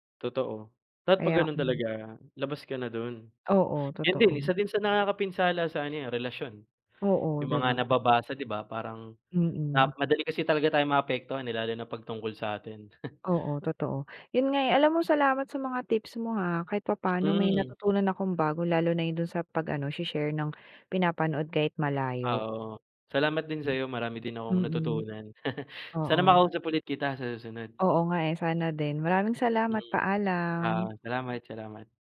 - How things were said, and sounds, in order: laugh; laugh
- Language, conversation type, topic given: Filipino, unstructured, Sa tingin mo ba, nakapipinsala ang teknolohiya sa mga relasyon?